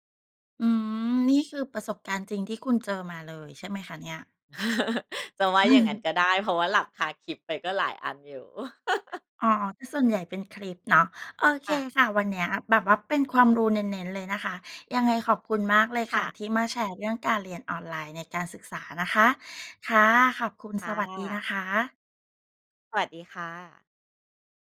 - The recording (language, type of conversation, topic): Thai, podcast, การเรียนออนไลน์เปลี่ยนแปลงการศึกษาอย่างไรในมุมมองของคุณ?
- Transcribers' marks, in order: chuckle; other background noise; chuckle; chuckle